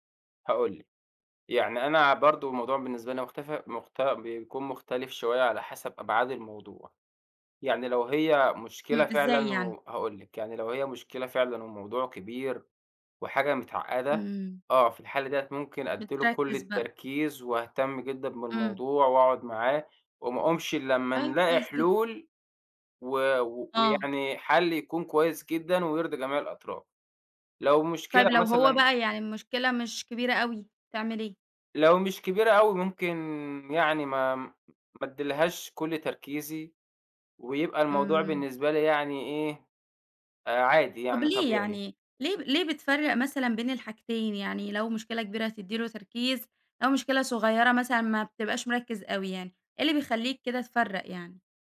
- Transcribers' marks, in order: other background noise; tapping
- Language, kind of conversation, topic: Arabic, podcast, إزاي أبقى حاضر في اللحظة من غير ما أتشتّت؟